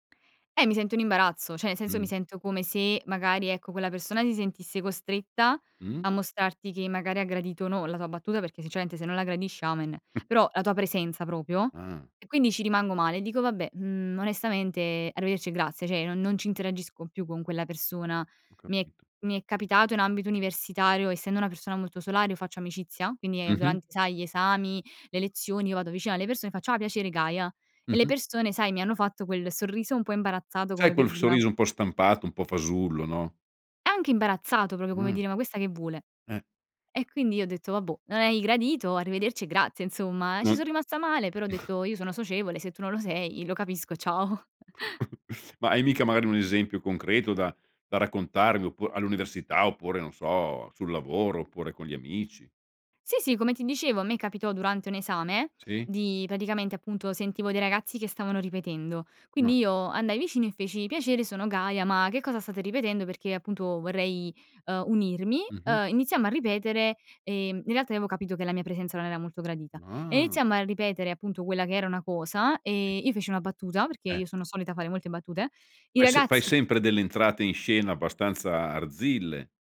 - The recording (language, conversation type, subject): Italian, podcast, Come può un sorriso cambiare un incontro?
- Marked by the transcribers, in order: laugh; chuckle; laughing while speaking: "ciao"; chuckle